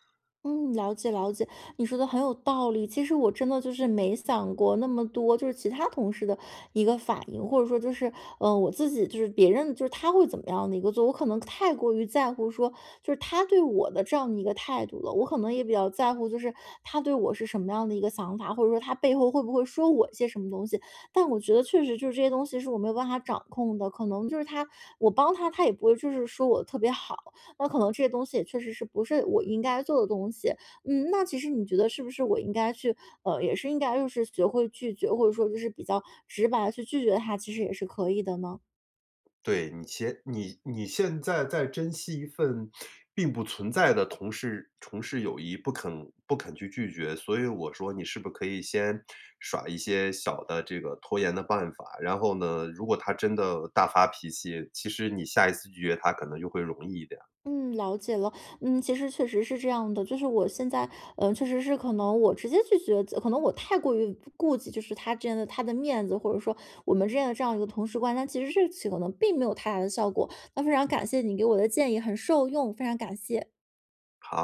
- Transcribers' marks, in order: other background noise
- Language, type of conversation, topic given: Chinese, advice, 我工作量太大又很难拒绝别人，精力很快耗尽，该怎么办？